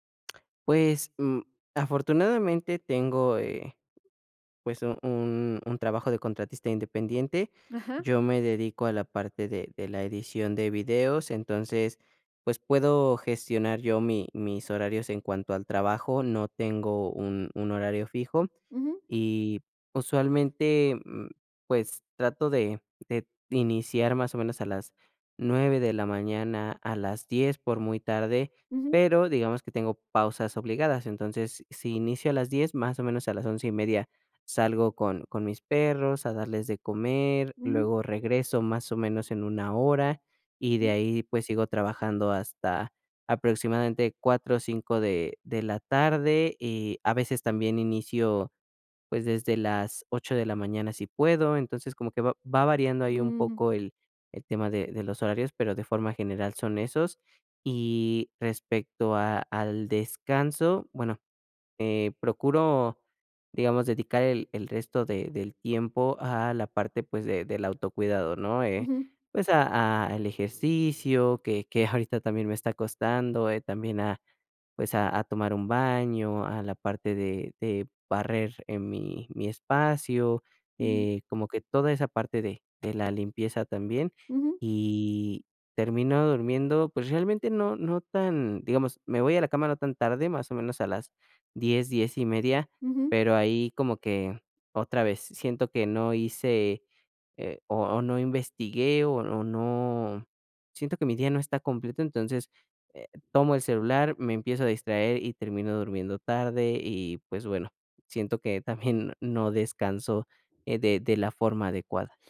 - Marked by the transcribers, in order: none
- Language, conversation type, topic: Spanish, advice, ¿Cómo puedo manejar mejor mis pausas y mi energía mental?